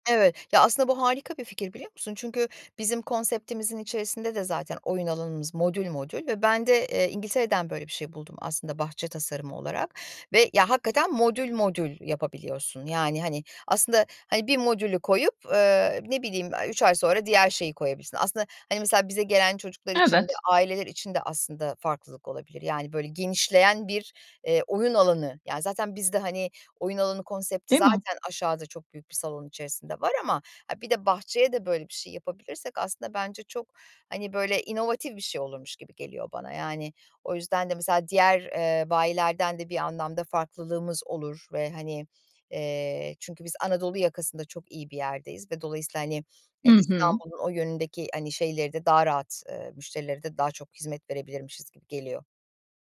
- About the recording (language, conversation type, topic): Turkish, advice, Ortağınızla işin yönü ve vizyon konusunda büyük bir fikir ayrılığı yaşıyorsanız bunu nasıl çözebilirsiniz?
- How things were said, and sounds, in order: tapping